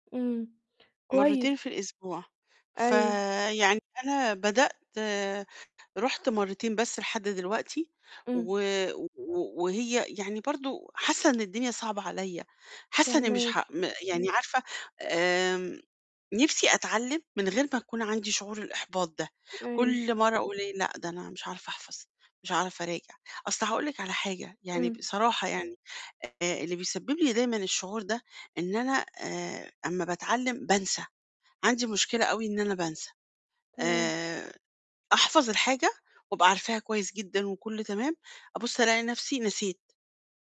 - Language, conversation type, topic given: Arabic, advice, إزاي أتعلم مهارة جديدة من غير ما أحس بإحباط؟
- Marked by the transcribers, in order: none